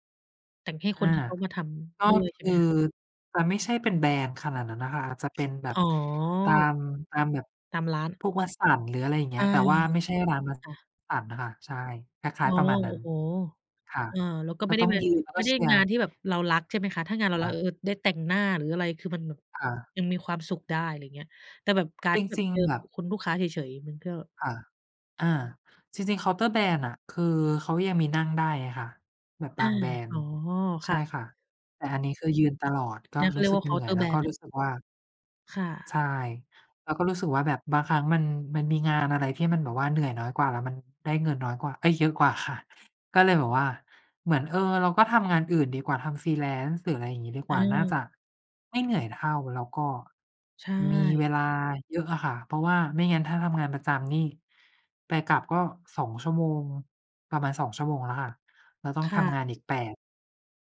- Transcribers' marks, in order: other background noise; chuckle; in English: "freelance"
- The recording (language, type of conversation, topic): Thai, unstructured, คุณเคยรู้สึกท้อแท้กับงานไหม และจัดการกับความรู้สึกนั้นอย่างไร?
- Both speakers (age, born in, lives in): 30-34, Thailand, United States; 60-64, Thailand, Thailand